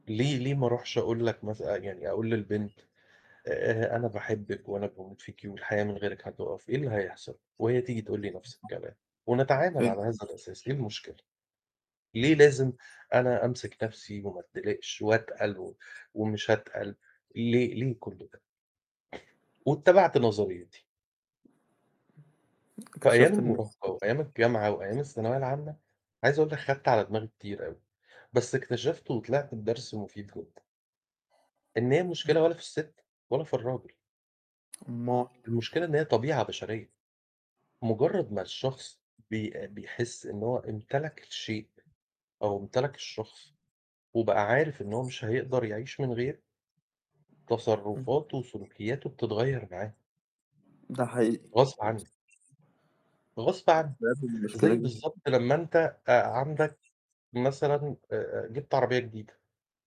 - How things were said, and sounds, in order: unintelligible speech; other background noise; static; unintelligible speech; tapping; unintelligible speech
- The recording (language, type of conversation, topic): Arabic, unstructured, إزاي بتتعامل مع الخلافات في العلاقة؟
- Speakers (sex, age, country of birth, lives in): male, 30-34, Egypt, Egypt; male, 40-44, Egypt, Portugal